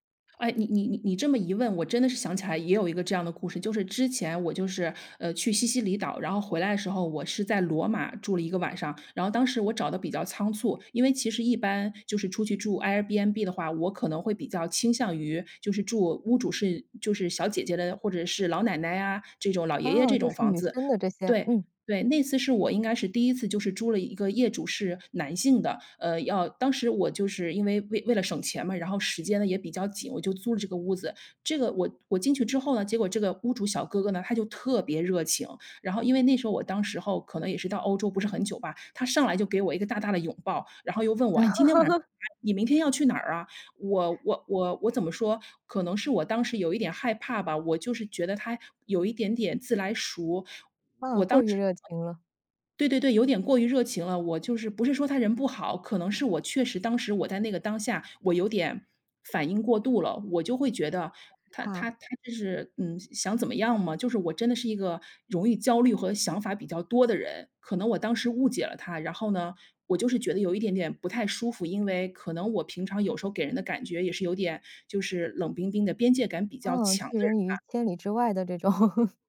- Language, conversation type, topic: Chinese, podcast, 一个人旅行时，怎么认识新朋友？
- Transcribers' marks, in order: laugh; laughing while speaking: "这种"